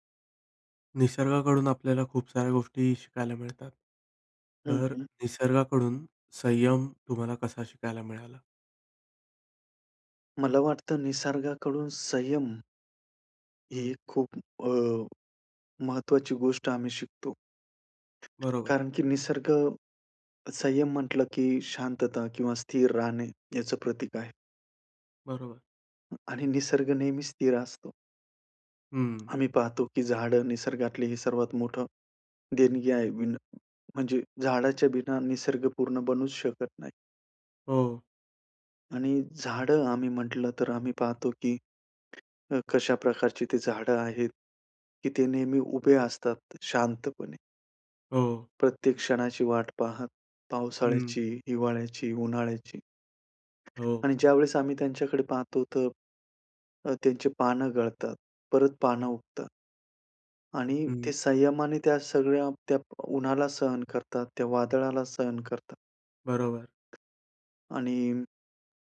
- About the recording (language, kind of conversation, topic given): Marathi, podcast, निसर्गाकडून तुम्हाला संयम कसा शिकायला मिळाला?
- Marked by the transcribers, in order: other background noise